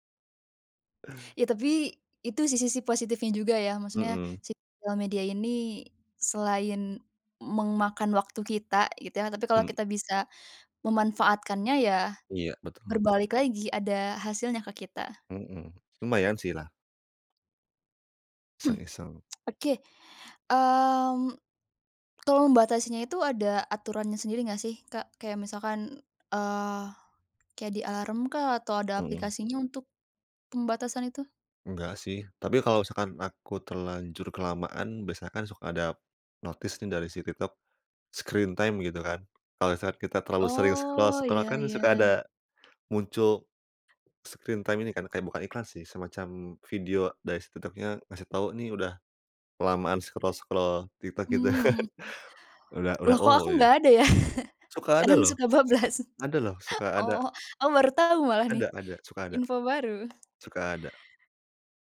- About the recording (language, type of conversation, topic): Indonesian, podcast, Menurut kamu, apa yang membuat orang mudah kecanduan media sosial?
- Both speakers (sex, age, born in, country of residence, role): female, 20-24, Indonesia, Indonesia, host; male, 30-34, Indonesia, Indonesia, guest
- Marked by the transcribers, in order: "memakan" said as "mengmakan"; throat clearing; tsk; in English: "notice"; in English: "screen time"; in English: "scroll-scroll"; tapping; in English: "screen time"; in English: "scroll-scroll"; chuckle; laugh; laughing while speaking: "Kadang suka bablas. Oh"